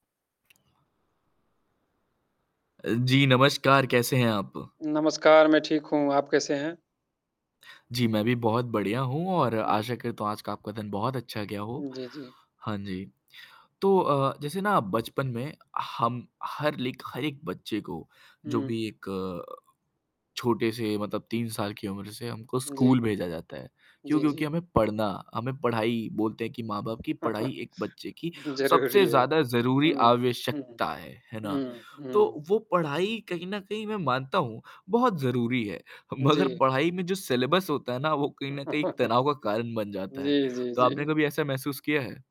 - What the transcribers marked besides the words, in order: tapping; static; other background noise; distorted speech; in English: "लाइक"; other noise; chuckle; laughing while speaking: "ज़रूरी है"; in English: "सिलेबस"; chuckle
- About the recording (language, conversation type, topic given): Hindi, unstructured, क्या आप कभी पढ़ाई के कारण तनाव महसूस करते हैं?